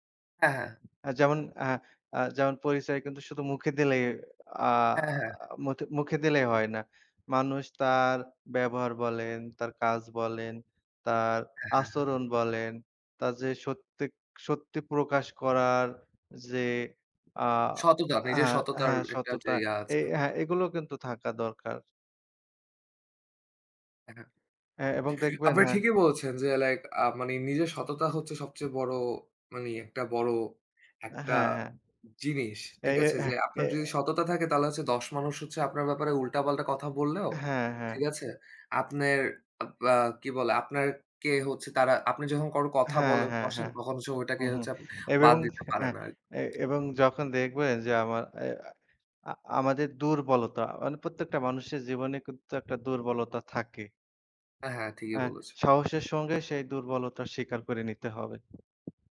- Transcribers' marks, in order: none
- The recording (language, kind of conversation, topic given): Bengali, unstructured, আপনি কোন উপায়ে নিজের পরিচয় প্রকাশ করতে সবচেয়ে স্বাচ্ছন্দ্যবোধ করেন?